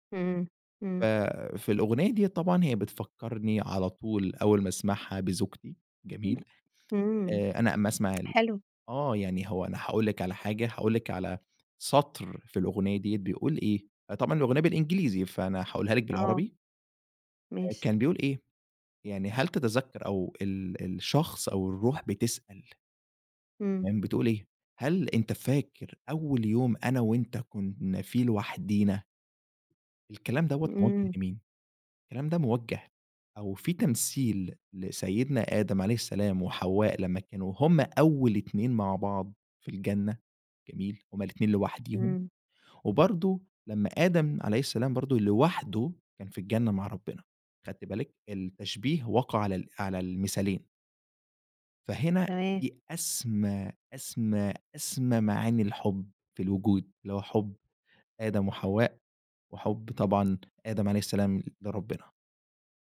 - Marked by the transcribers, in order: tapping; unintelligible speech
- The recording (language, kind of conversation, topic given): Arabic, podcast, إيه دور الذكريات في حبّك لأغاني معيّنة؟